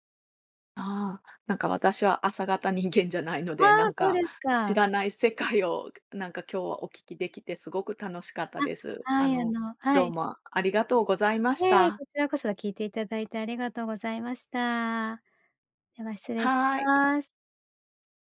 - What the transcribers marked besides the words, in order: laughing while speaking: "人間じゃないので"; chuckle; tapping
- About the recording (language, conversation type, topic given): Japanese, podcast, 散歩中に見つけてうれしいものは、どんなものが多いですか？